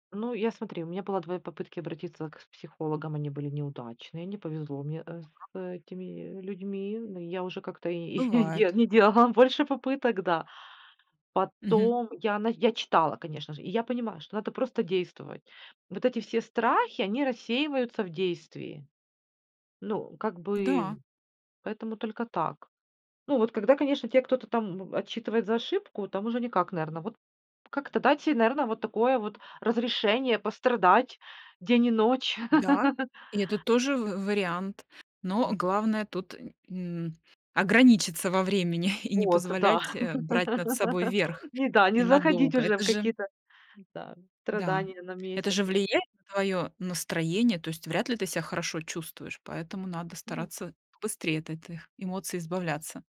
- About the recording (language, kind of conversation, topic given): Russian, podcast, Какие страхи чаще всего мешают вам свободно выражать свои мысли?
- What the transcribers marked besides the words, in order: laughing while speaking: "де не делала больше попыток"; laugh; other noise; chuckle; laugh; "этих" said as "этых"